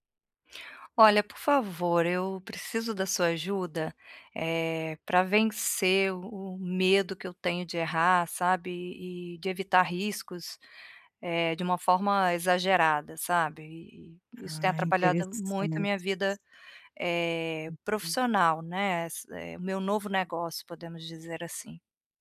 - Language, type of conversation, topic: Portuguese, advice, Como posso parar de ter medo de errar e começar a me arriscar para tentar coisas novas?
- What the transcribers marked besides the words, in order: none